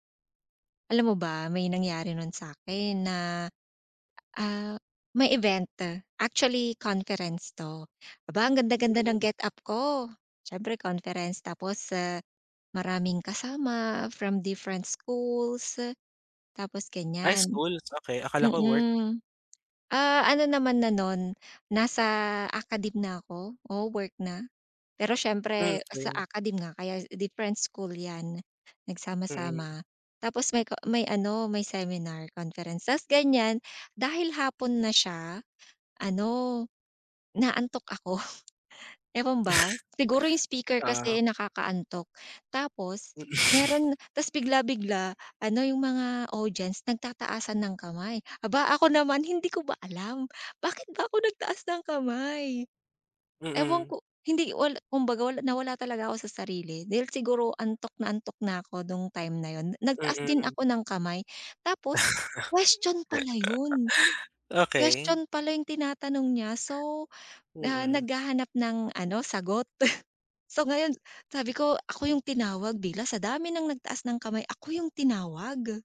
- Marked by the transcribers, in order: other background noise; chuckle; chuckle; laugh; chuckle
- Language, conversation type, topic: Filipino, advice, Paano ako makakabawi sa kumpiyansa sa sarili pagkatapos mapahiya?